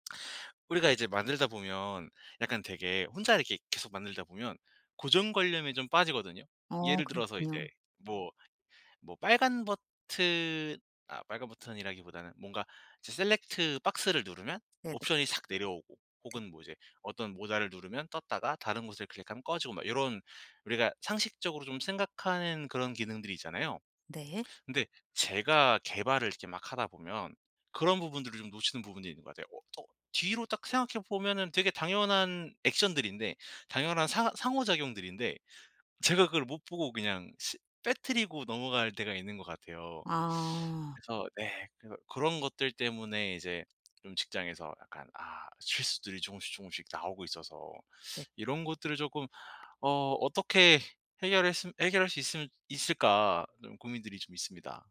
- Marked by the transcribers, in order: "고정관념에" said as "고정괄렴에"; in English: "셀렉트 박스를"; in English: "액션"; tapping
- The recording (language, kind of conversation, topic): Korean, advice, 실수에서 어떻게 배우고 같은 실수를 반복하지 않을 수 있나요?